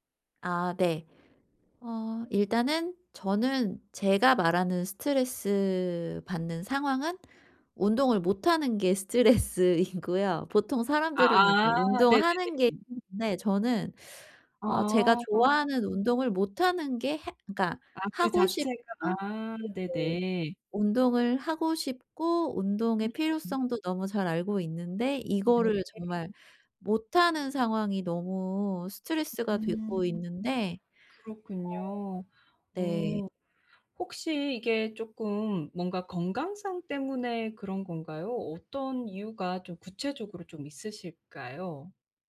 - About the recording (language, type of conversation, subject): Korean, advice, 운동을 중단한 뒤 다시 동기를 유지하려면 어떻게 해야 하나요?
- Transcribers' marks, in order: laughing while speaking: "스트레스이고요"; other background noise; unintelligible speech